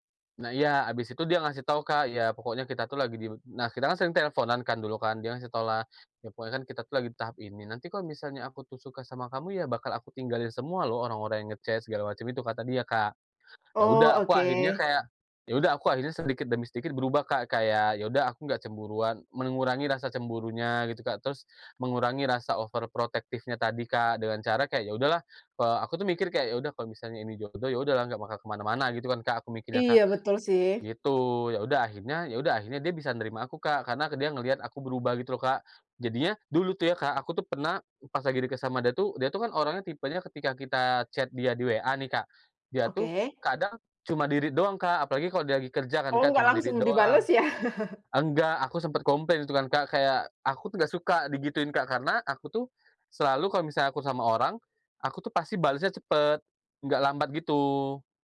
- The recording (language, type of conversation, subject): Indonesian, podcast, Siapa orang yang paling mengubah cara pandangmu, dan bagaimana prosesnya?
- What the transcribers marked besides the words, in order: in English: "nge-chat"; in English: "overprotective-nya"; in English: "chat"; in English: "di-read"; chuckle; tapping; in English: "di-read"